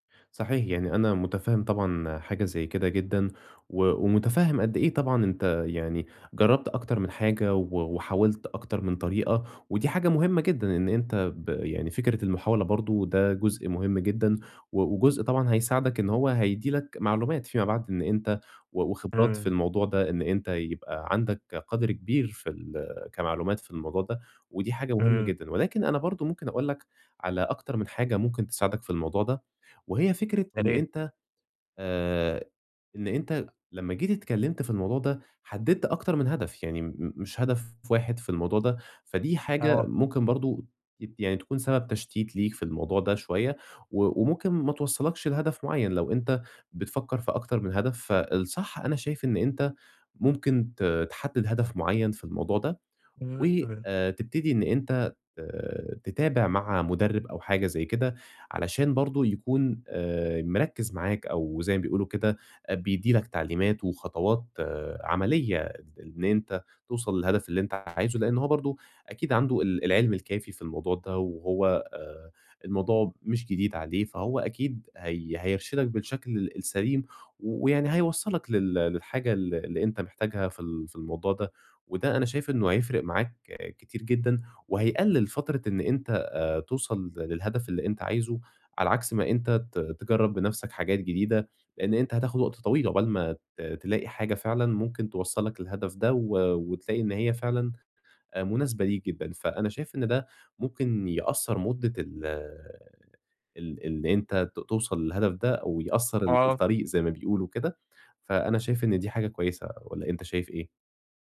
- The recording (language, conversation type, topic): Arabic, advice, ازاي أتعلم أسمع إشارات جسمي وأظبط مستوى نشاطي اليومي؟
- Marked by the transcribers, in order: tapping; unintelligible speech